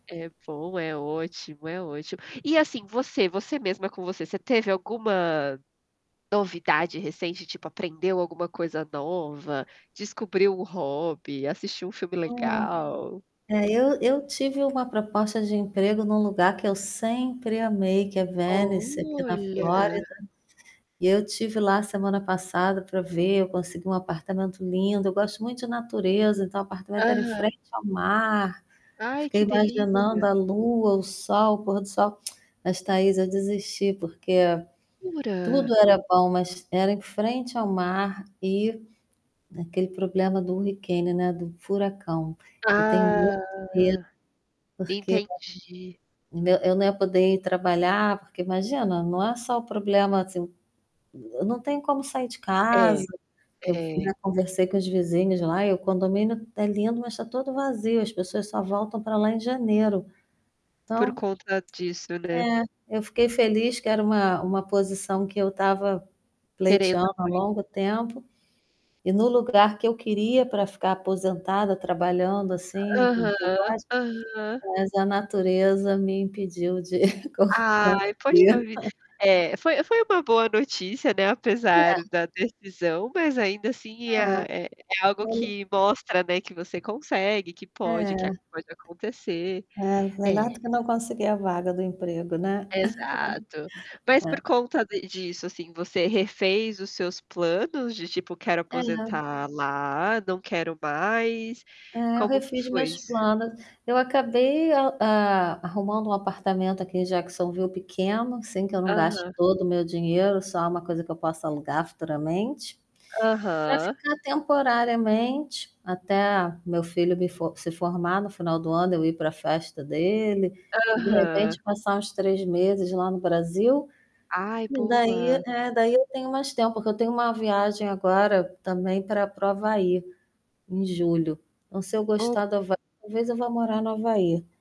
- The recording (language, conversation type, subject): Portuguese, unstructured, Qual foi uma surpresa que a vida te trouxe recentemente?
- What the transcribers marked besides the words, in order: static; tapping; drawn out: "Olha"; in English: "hurricane"; drawn out: "Ah"; distorted speech; chuckle; unintelligible speech; chuckle